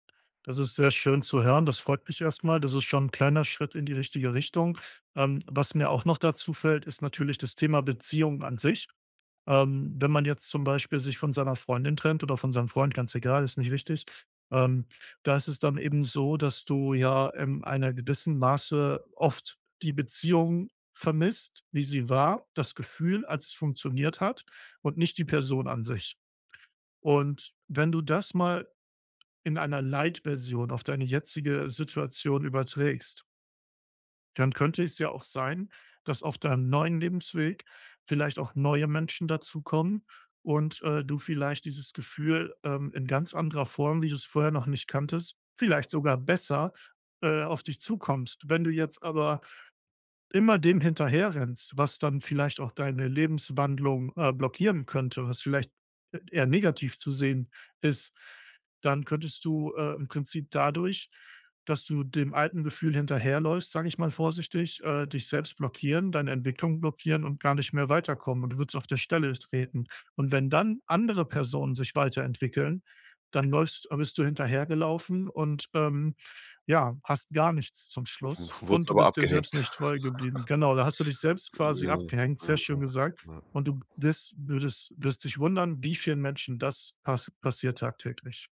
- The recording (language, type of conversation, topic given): German, advice, Wie kann ich mein Umfeld nutzen, um meine Gewohnheiten zu ändern?
- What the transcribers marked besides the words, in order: other background noise; snort; chuckle; tapping